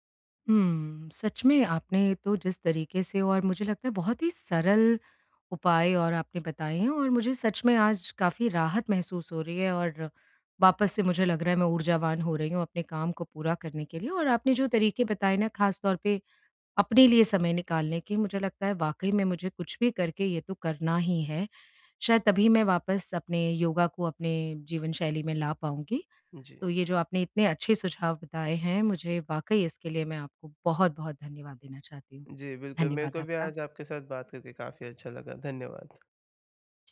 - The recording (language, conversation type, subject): Hindi, advice, लंबे समय तक ध्यान बनाए रखना
- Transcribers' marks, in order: tapping